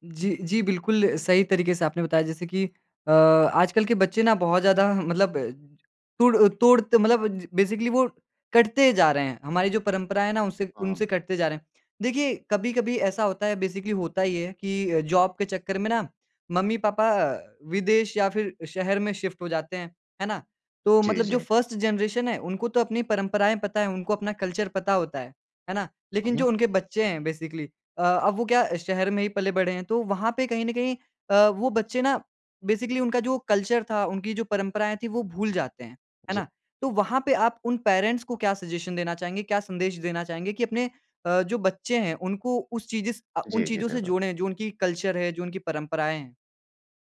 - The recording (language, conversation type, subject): Hindi, podcast, नई पीढ़ी तक परंपराएँ पहुँचाने का आपका तरीका क्या है?
- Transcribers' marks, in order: in English: "बेसिकली"; in English: "बेसिकली"; in English: "जॉब"; in English: "शिफ्ट"; in English: "फर्स्ट जनरेशन"; in English: "कल्चर"; in English: "बेसिकली"; in English: "बेसिकली"; in English: "कल्चर"; in English: "पेरेंट्स"; in English: "सजेशन"; in English: "कल्चर"